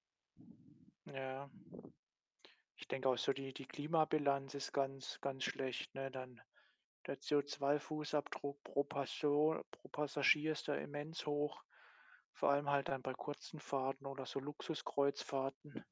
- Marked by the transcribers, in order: none
- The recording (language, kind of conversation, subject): German, unstructured, Was findest du an Kreuzfahrten problematisch?